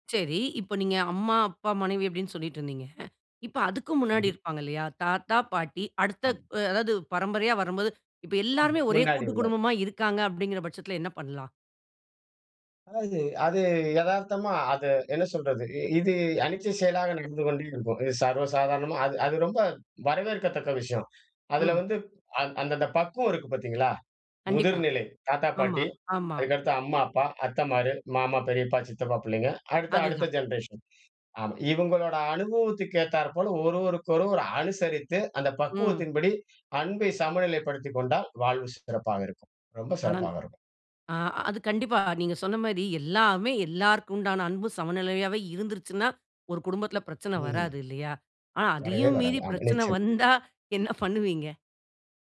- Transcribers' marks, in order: none
- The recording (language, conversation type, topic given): Tamil, podcast, அன்பை வெளிப்படுத்தும் முறைகள் வேறுபடும் போது, ஒருவருக்கொருவர் தேவைகளைப் புரிந்து சமநிலையாக எப்படி நடந்து கொள்கிறீர்கள்?